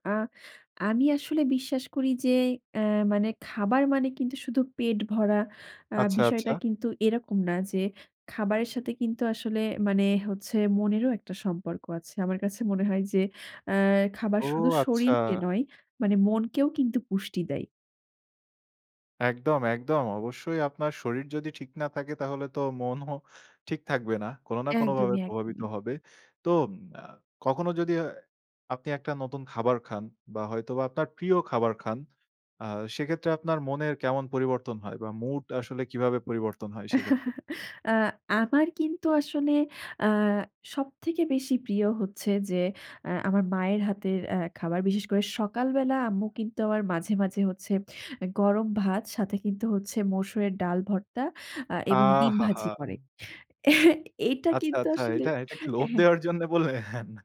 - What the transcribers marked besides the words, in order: chuckle; chuckle; laughing while speaking: "এটা কিন্তু আসলে"; laughing while speaking: "এটা এটা কি লোভ দেওয়ার জন্যে বললেন?"
- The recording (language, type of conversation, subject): Bengali, podcast, খাবার আর মনের সম্পর্ককে আপনি কীভাবে দেখেন?